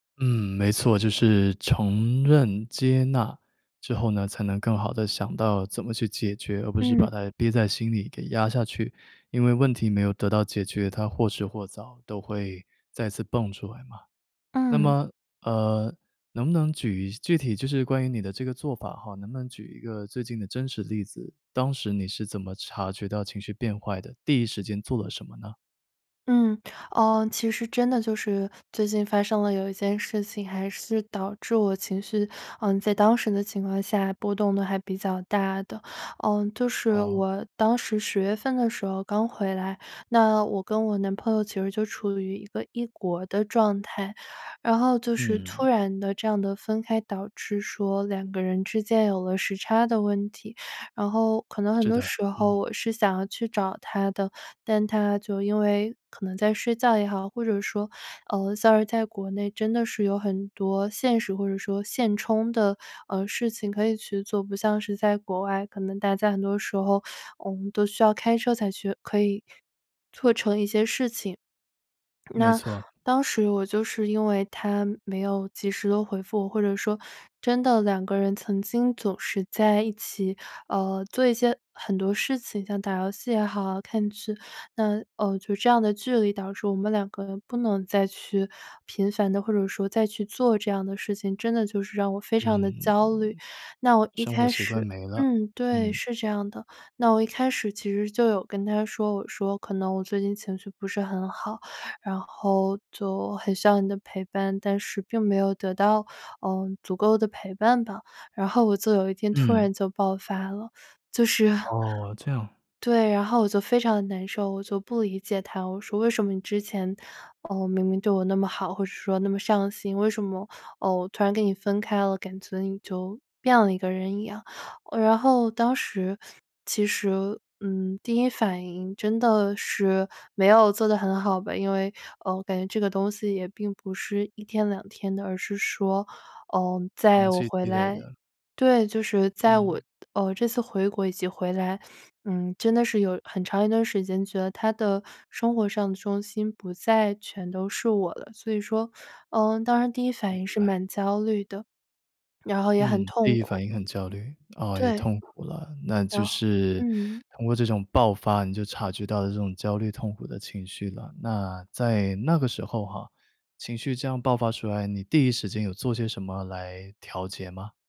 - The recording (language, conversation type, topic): Chinese, podcast, 你平时怎么处理突发的负面情绪？
- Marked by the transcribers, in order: swallow; laughing while speaking: "就是"